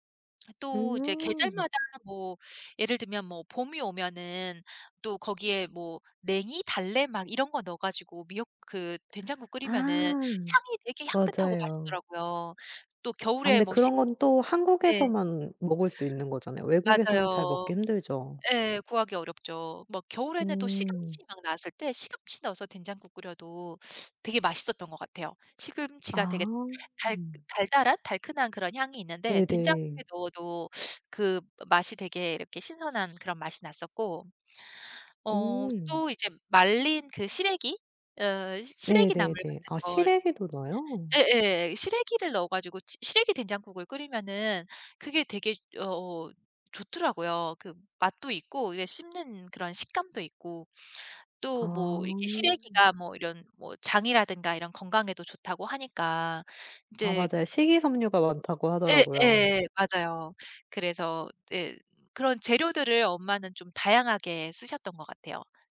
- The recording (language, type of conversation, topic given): Korean, podcast, 가장 좋아하는 집밥은 무엇인가요?
- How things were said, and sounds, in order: other background noise